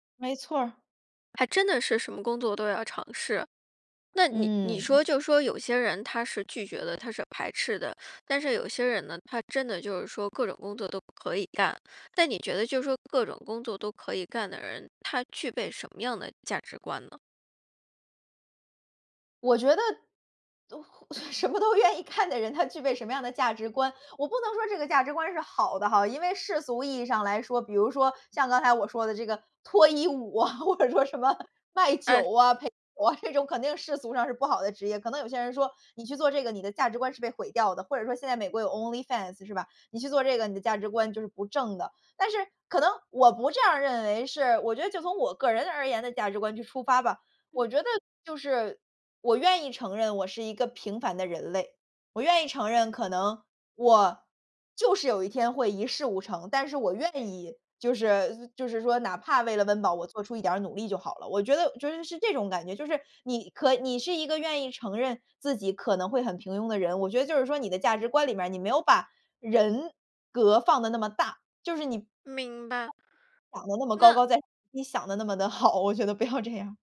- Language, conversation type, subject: Chinese, podcast, 工作对你来说代表了什么？
- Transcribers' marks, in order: laughing while speaking: "什么都愿意干的人"; laughing while speaking: "脱衣舞啊，或者说什么卖酒啊"; in English: "onlyfans"; other background noise; unintelligible speech; laughing while speaking: "好，我觉得不要这样"